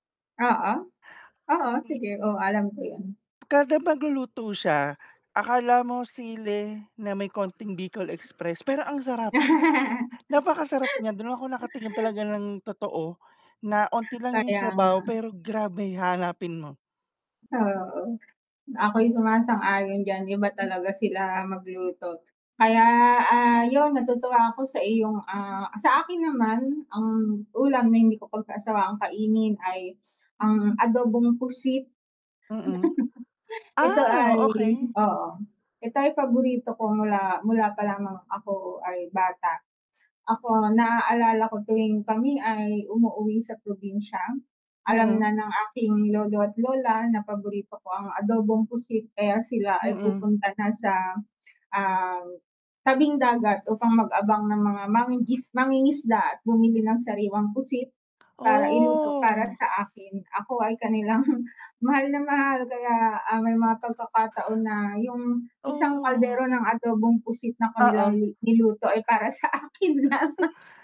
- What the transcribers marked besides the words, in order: unintelligible speech; mechanical hum; laugh; static; tapping; other background noise; chuckle
- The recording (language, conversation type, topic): Filipino, unstructured, Anong ulam ang hindi mo pagsasawaang kainin?